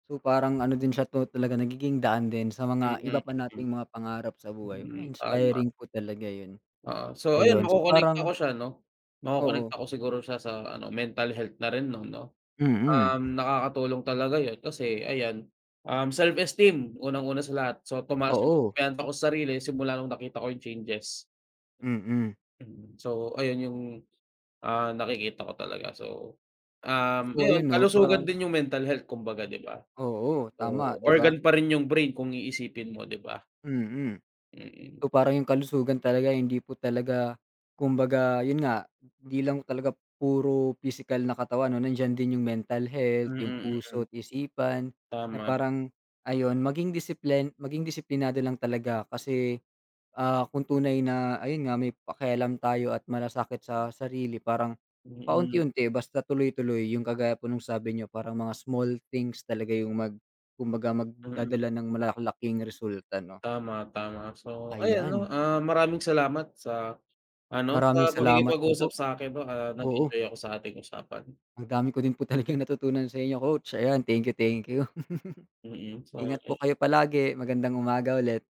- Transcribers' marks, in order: other background noise; tapping; chuckle; laugh; unintelligible speech
- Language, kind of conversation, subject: Filipino, unstructured, Paano mo inaalagaan ang iyong kalusugan araw-araw?